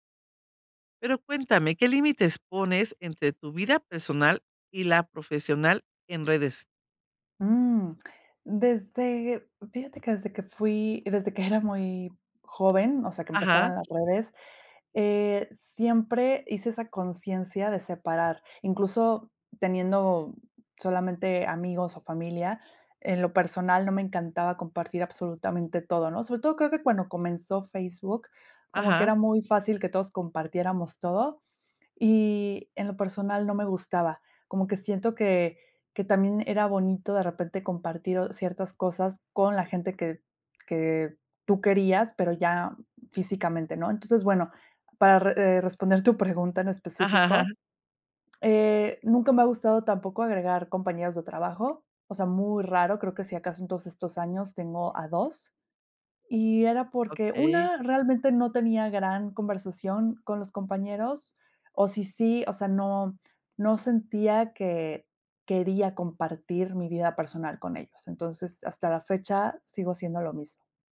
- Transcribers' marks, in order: tapping; laughing while speaking: "era"; other background noise
- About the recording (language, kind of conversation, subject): Spanish, podcast, ¿Qué límites estableces entre tu vida personal y tu vida profesional en redes sociales?